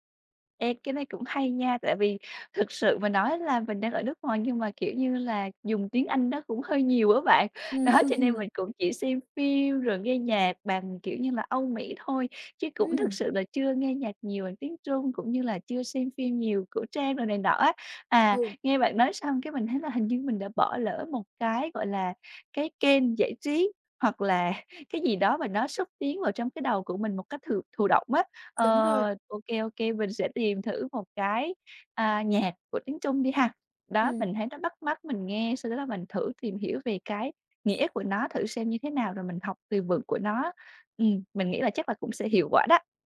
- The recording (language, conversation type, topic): Vietnamese, advice, Làm sao để kiên trì hoàn thành công việc dù đã mất hứng?
- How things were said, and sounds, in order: chuckle; laughing while speaking: "Đó"; tapping